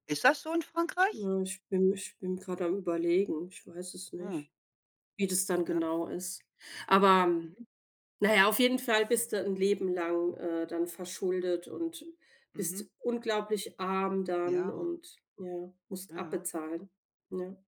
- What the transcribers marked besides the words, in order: other background noise
- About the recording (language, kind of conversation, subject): German, unstructured, Was ärgert dich an Banken am meisten?